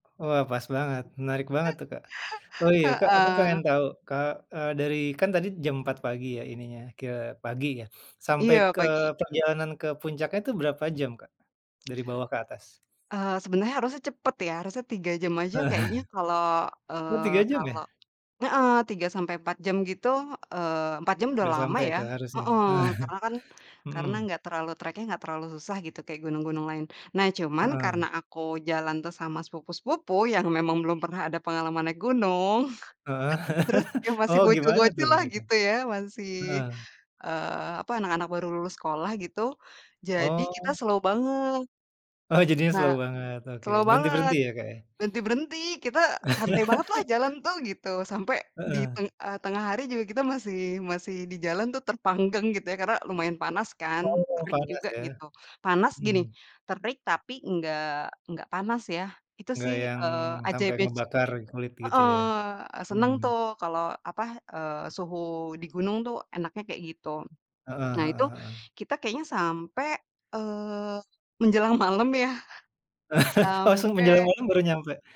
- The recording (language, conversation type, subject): Indonesian, podcast, Apa salah satu perjalanan favoritmu yang paling berkesan, dan mengapa begitu berkesan?
- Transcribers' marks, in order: laugh; other background noise; tapping; laughing while speaking: "Heeh"; chuckle; in English: "track-nya"; laugh; chuckle; in English: "slow"; in English: "slow"; in English: "slow"; laugh; laugh; laughing while speaking: "malam ya"